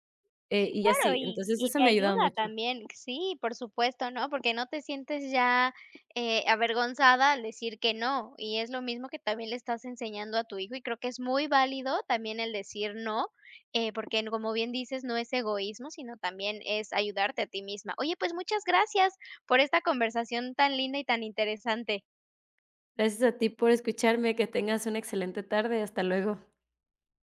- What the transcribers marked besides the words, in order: other background noise
- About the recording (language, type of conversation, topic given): Spanish, podcast, ¿Cómo aprendes a decir no sin culpa?